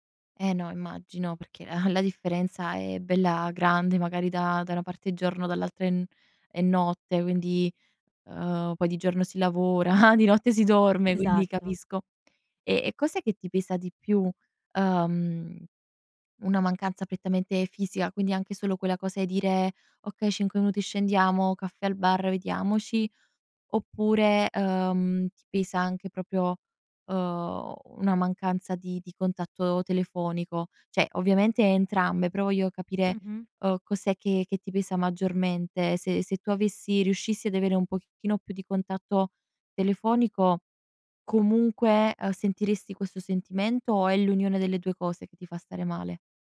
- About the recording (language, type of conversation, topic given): Italian, advice, Come posso gestire l’allontanamento dalla mia cerchia di amici dopo un trasferimento?
- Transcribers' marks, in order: laughing while speaking: "lavora"; "Cioè" said as "ceh"